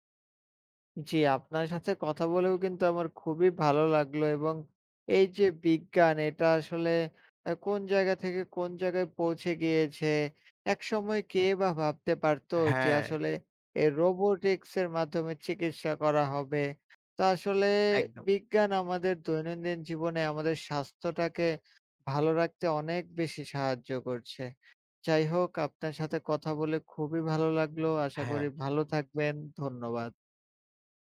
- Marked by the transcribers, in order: in English: "robotics"; other background noise
- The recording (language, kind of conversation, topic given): Bengali, unstructured, বিজ্ঞান আমাদের স্বাস্থ্যের উন্নতিতে কীভাবে সাহায্য করে?
- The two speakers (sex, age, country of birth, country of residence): male, 20-24, Bangladesh, Bangladesh; male, 20-24, Bangladesh, Bangladesh